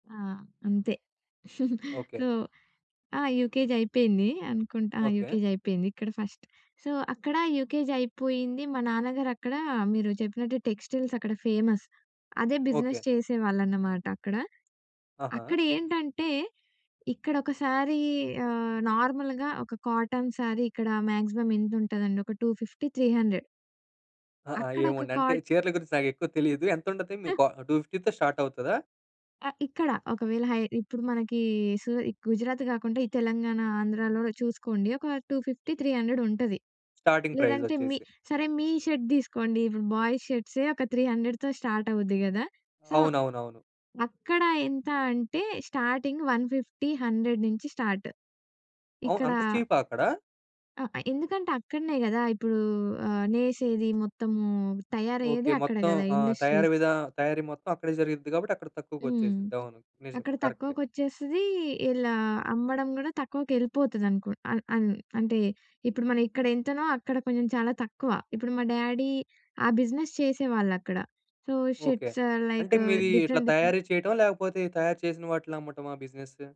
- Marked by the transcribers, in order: chuckle; in English: "సో"; in English: "యూకేజీ"; in English: "ఫస్ట్. సో"; in English: "ఫేమస్"; in English: "బిజినెస్"; tapping; in English: "నార్మల్‌గా"; in English: "కాటన్ శారీ"; in English: "మాగ్జిమం"; in English: "టూ ఫిఫ్టీ త్రీ హండ్రెడ్"; other noise; in English: "టూ ఫిఫ్టీ‌తో"; in English: "టూ ఫిఫ్టీ త్రీ హండ్రెడ్"; in English: "స్టార్టింగ్"; in English: "షర్ట్"; in English: "బాయ్స్"; in English: "త్రీ హండ్రెడ్‌తో"; in English: "సో"; in English: "వన్ ఫిఫ్టీ హండ్రెడ్"; in English: "స్టార్ట్"; in English: "ఇండస్ట్రీస్"; in English: "డ్యాడీ"; in English: "బిజినెస్"; in English: "సో, షర్ట్స్"; in English: "లైక్ డిఫరెంట్ డిఫరెంట్"; in English: "బిజినెస్?"
- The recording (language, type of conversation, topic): Telugu, podcast, వలసకు మీ కుటుంబం వెళ్లడానికి ప్రధాన కారణం ఏమిటి?